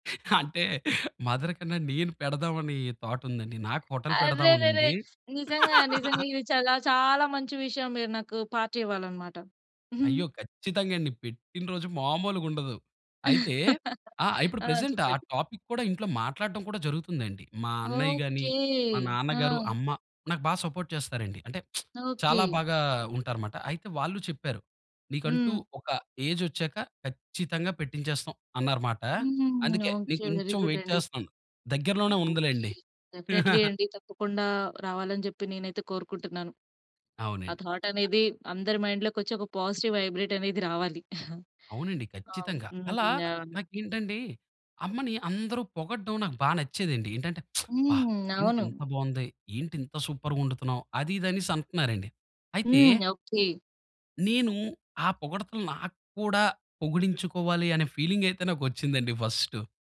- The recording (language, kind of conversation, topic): Telugu, podcast, కొత్త వంటకాలు నేర్చుకోవడం ఎలా మొదలుపెడతారు?
- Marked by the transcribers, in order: laughing while speaking: "అంటే"; in English: "మదర్"; tapping; in English: "హోటల్"; laugh; in English: "పార్టీ"; chuckle; laugh; in English: "ప్రెజెంట్"; in English: "టాపిక్"; in English: "సపోర్ట్"; lip smack; in English: "వెరీ గుడ్"; in English: "వైట్"; in English: "డెఫినైట్లీ"; chuckle; in English: "థాట్"; other noise; in English: "మైండ్‌లో"; in English: "పాజిటివ్ వైబ్రేట్"; chuckle; lip smack; in English: "సూపర్‌గా"